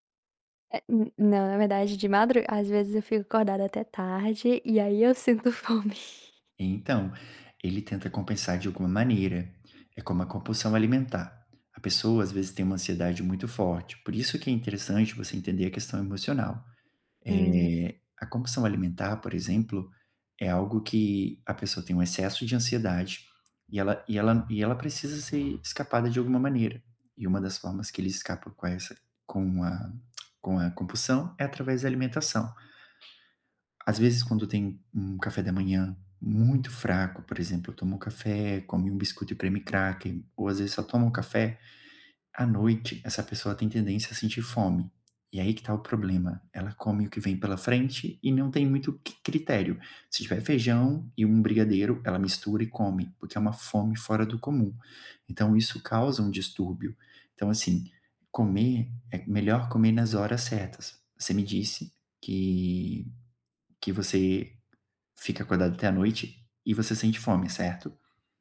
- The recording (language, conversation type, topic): Portuguese, advice, Como posso saber se a fome que sinto é emocional ou física?
- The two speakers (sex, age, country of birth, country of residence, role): female, 20-24, Brazil, United States, user; male, 30-34, Brazil, Portugal, advisor
- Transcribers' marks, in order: laughing while speaking: "fome"; other background noise; tapping; tongue click; in English: "creme cracker"; "cream" said as "creme"